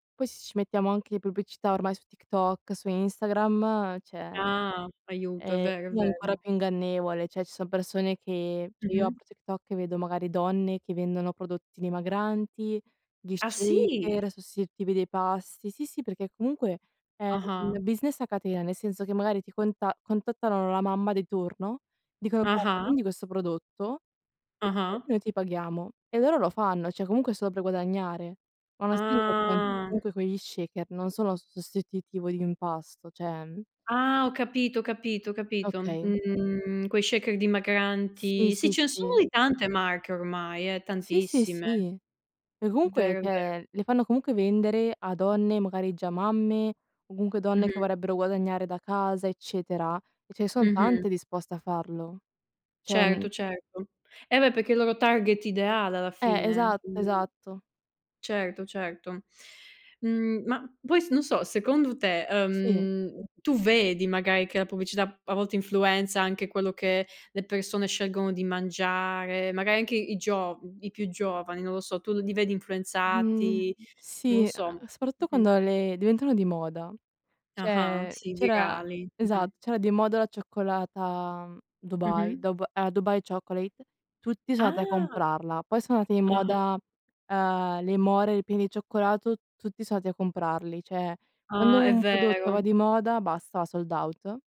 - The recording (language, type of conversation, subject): Italian, unstructured, Pensi che la pubblicità inganni sul valore reale del cibo?
- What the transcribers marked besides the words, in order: drawn out: "Ah"; "cioè" said as "ceh"; "cioè" said as "ceh"; "cioè" said as "ceh"; in English: "shaker"; surprised: "Ah, sì?"; in English: "business"; "cioè" said as "ceh"; drawn out: "Ah"; unintelligible speech; in English: "shaker"; "cioè" said as "ceh"; in English: "shaker"; "cioè" said as "ceh"; "Cioè" said as "Ceh"; "Cioè" said as "Ceh"; in English: "Chocolate"; surprised: "Ah"; "Cioè" said as "Ceh"; in English: "sold out"